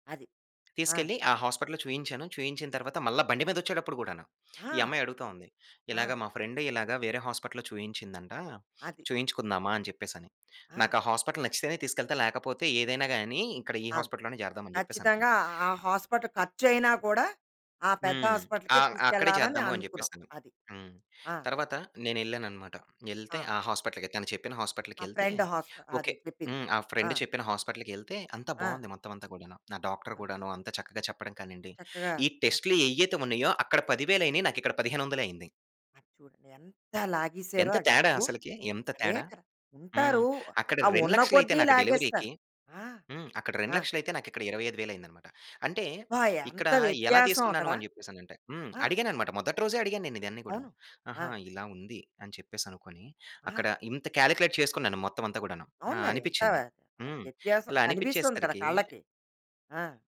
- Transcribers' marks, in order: tapping; in English: "ఫ్రెండ్"; other noise; in English: "ఫ్రెండ్"; in English: "ఫ్రెండ్"; in English: "డాక్టర్"; in English: "డెలివరీకి"; in English: "కాలిక్యులేట్"
- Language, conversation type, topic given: Telugu, podcast, ఇతరుల సలహా ఉన్నా కూడా మీరు మీ గుండె మాటనే వింటారా?